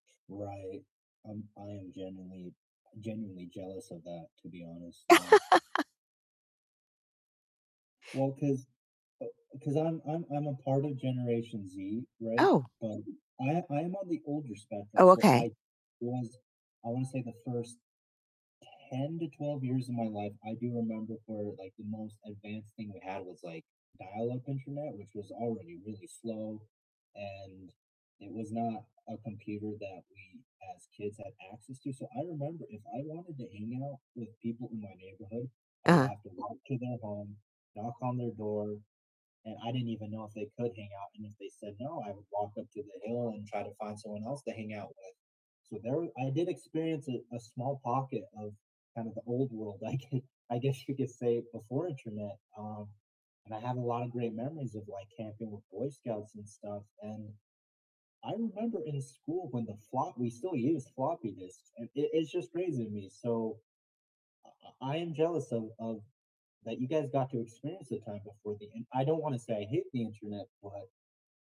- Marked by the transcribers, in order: distorted speech; laugh; laughing while speaking: "like, I guess"
- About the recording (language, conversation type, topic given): English, unstructured, How do you stay motivated to keep practicing a hobby?